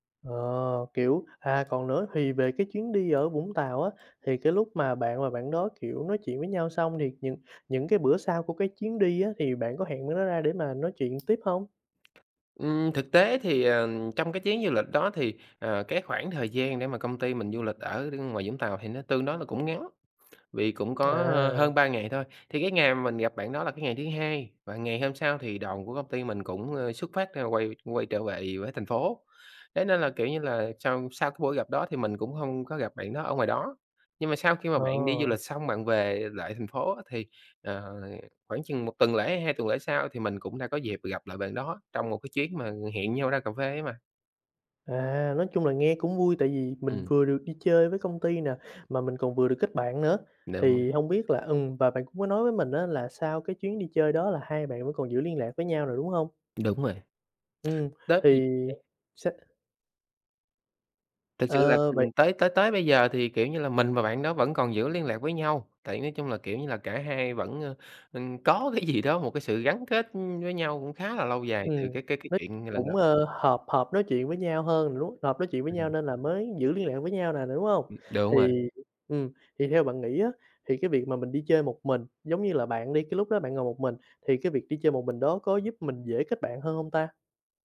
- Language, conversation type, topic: Vietnamese, podcast, Bạn có thể kể về một chuyến đi mà trong đó bạn đã kết bạn với một người lạ không?
- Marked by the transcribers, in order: other background noise; tapping; unintelligible speech; laughing while speaking: "có cái gì đó"